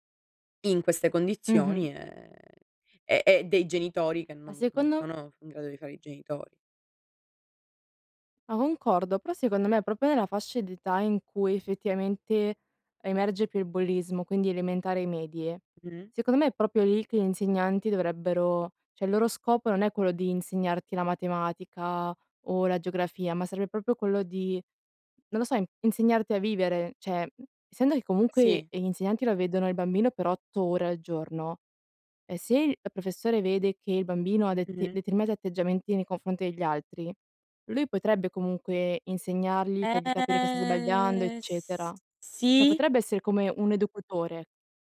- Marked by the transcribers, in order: "concordo" said as "oncordo"; "proprio" said as "propo"; "proprio" said as "propio"; "cioè" said as "ceh"; "proprio" said as "propio"; "Cioè" said as "ceh"; "cioè" said as "ceh"; "educatore" said as "educutore"
- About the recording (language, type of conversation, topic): Italian, unstructured, Come si può combattere il bullismo nelle scuole?